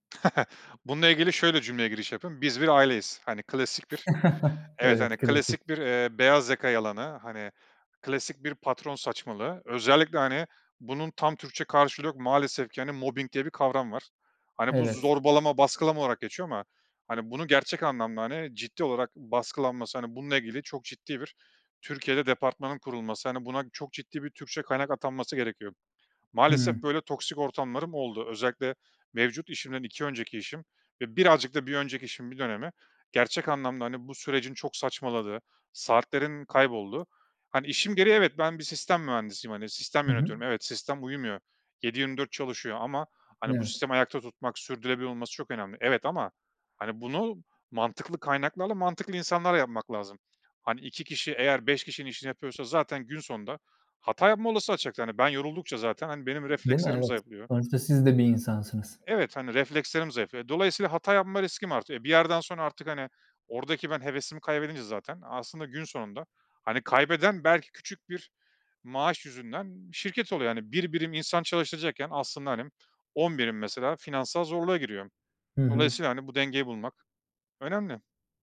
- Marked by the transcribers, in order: chuckle; chuckle
- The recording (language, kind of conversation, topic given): Turkish, podcast, Teknoloji kullanımı dengemizi nasıl bozuyor?